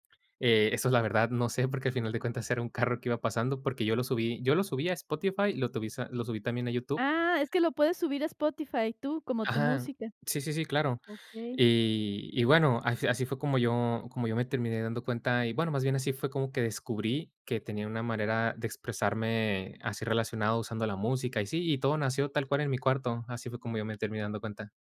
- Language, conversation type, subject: Spanish, podcast, ¿Cómo descubriste tu forma de expresarte creativamente?
- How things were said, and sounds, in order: none